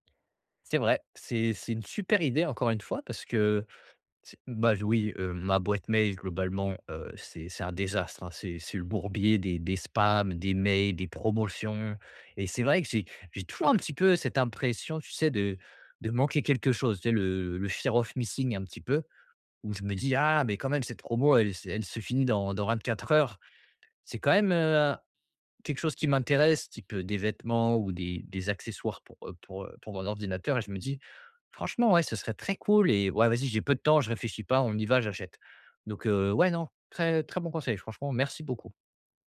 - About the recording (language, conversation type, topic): French, advice, Comment puis-je mieux contrôler mes achats impulsifs au quotidien ?
- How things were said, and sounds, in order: in English: "fear of missing"